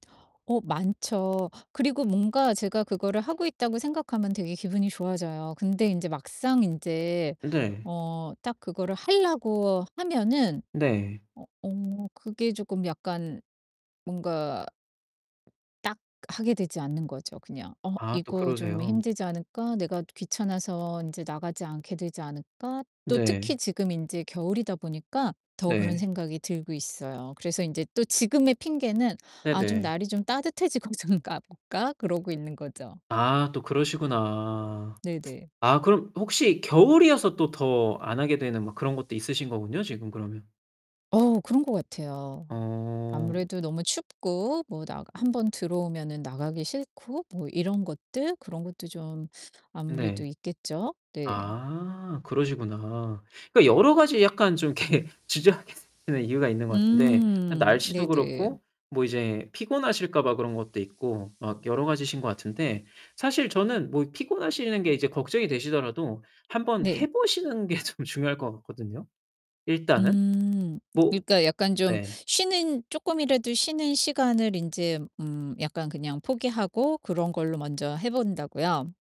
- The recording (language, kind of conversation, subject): Korean, advice, 여가 시간 없이 매일 바쁘게만 지내는 상황을 어떻게 느끼시나요?
- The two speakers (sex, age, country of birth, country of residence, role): female, 50-54, South Korea, United States, user; male, 30-34, South Korea, Hungary, advisor
- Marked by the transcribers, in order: distorted speech; other background noise; laughing while speaking: "따뜻해지고"; tapping; static; laughing while speaking: "이렇게 주저하게 되는"; laughing while speaking: "좀"